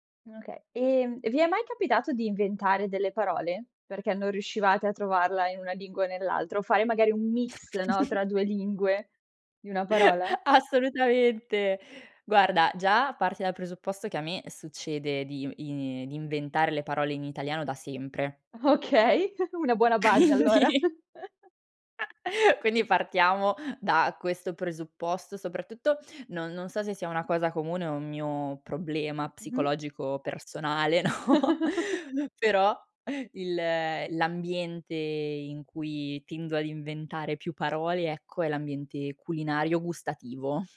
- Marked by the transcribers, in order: other background noise; chuckle; chuckle; laughing while speaking: "Okay"; laughing while speaking: "Quindi"; chuckle; chuckle; laughing while speaking: "no"; chuckle
- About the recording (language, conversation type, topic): Italian, podcast, Ti va di parlare del dialetto o della lingua che parli a casa?